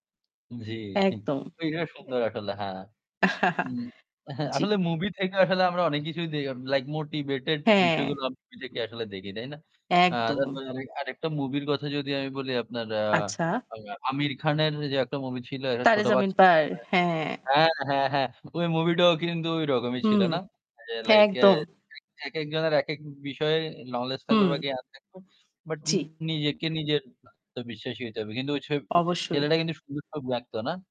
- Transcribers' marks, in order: chuckle; static; chuckle; distorted speech; unintelligible speech; unintelligible speech
- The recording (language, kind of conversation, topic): Bengali, unstructured, নিজের প্রতি বিশ্বাস কীভাবে বাড়ানো যায়?